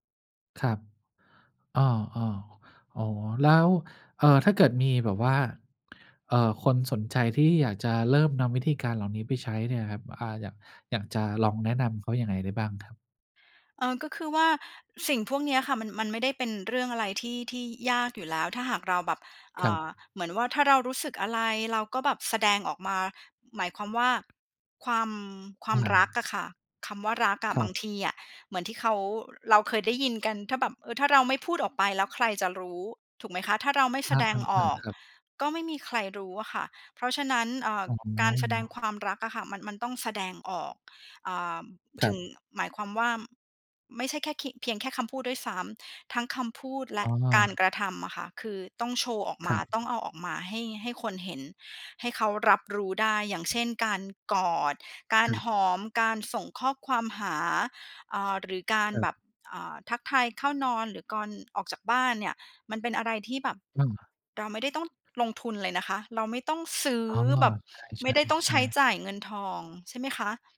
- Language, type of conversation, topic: Thai, podcast, คุณกับคนในบ้านมักแสดงความรักกันแบบไหน?
- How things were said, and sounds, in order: tapping; "ก่อน" said as "กอน"; other background noise; stressed: "ซื้อ"